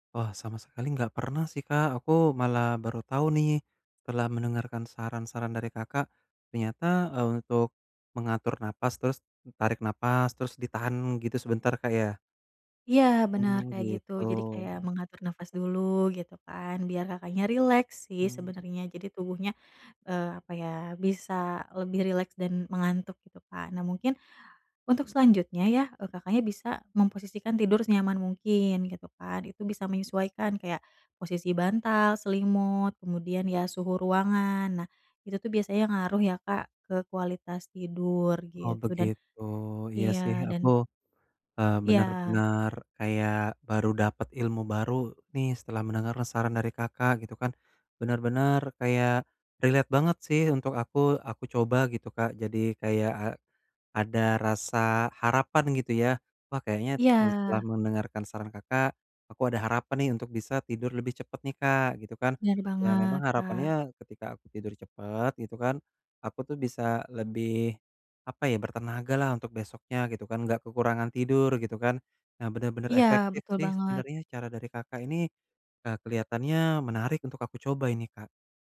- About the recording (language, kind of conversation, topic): Indonesian, advice, Bagaimana cara melakukan relaksasi singkat yang efektif sebelum tidur untuk menenangkan tubuh dan pikiran?
- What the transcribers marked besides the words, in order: other background noise; in English: "relate"